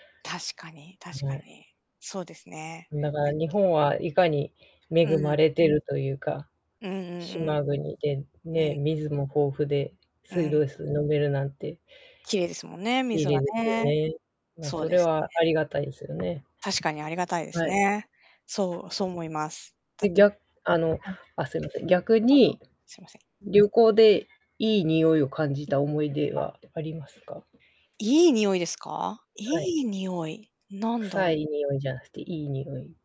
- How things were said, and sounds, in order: unintelligible speech; other background noise
- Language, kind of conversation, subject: Japanese, unstructured, 旅行中に不快なにおいを感じたことはありますか？